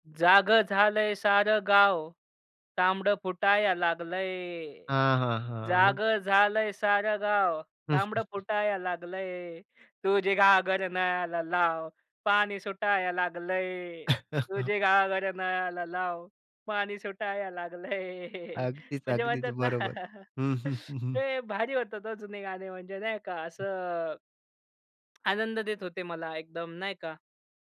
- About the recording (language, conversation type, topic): Marathi, podcast, तुमच्या आयुष्यात वारंवार ऐकली जाणारी जुनी गाणी कोणती आहेत?
- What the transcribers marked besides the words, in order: singing: "जागं झालंय सारं गाव तांबडं … पाणी सुटाया लागलंय"; chuckle; chuckle; laugh; laugh; drawn out: "असं"; other background noise; tongue click